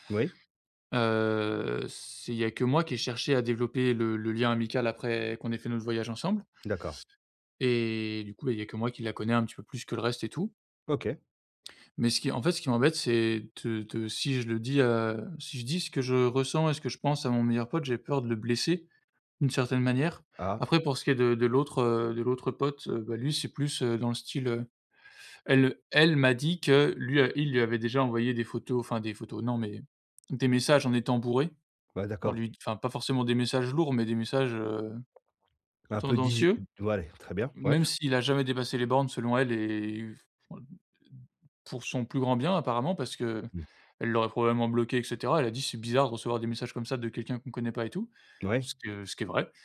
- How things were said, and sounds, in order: unintelligible speech
- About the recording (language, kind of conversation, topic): French, advice, Comment gérer l’anxiété avant des retrouvailles ou une réunion ?